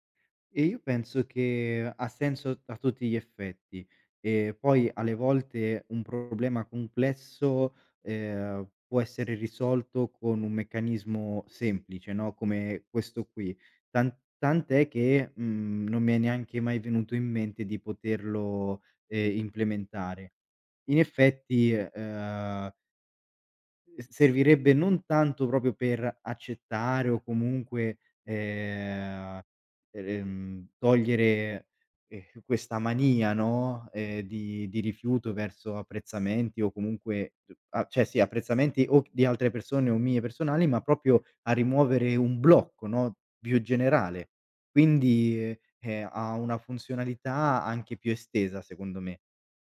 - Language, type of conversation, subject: Italian, advice, Perché faccio fatica ad accettare i complimenti e tendo a minimizzare i miei successi?
- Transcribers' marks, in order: "cioè" said as "ceh"; "proprio" said as "propio"